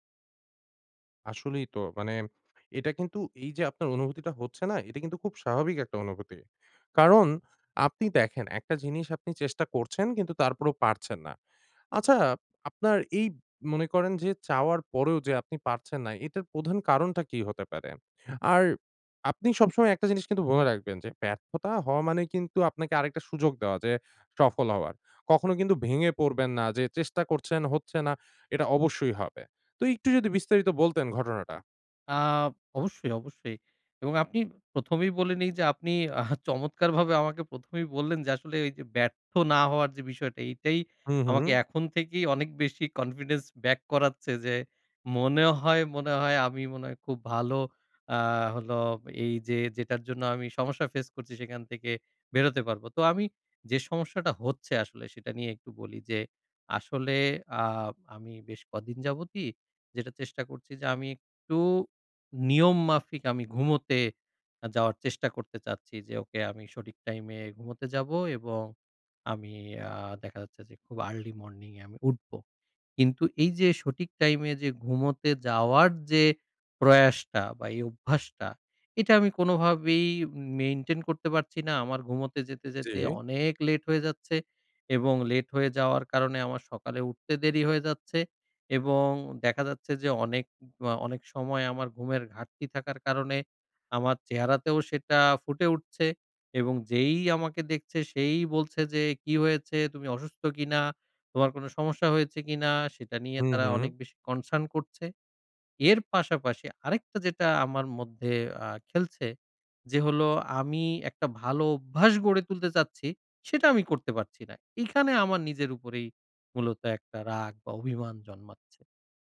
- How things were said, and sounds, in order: in English: "কনসার্ন"
- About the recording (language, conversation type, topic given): Bengali, advice, নিয়মিতভাবে রাতে নির্দিষ্ট সময়ে ঘুমাতে যাওয়ার অভ্যাস কীভাবে বজায় রাখতে পারি?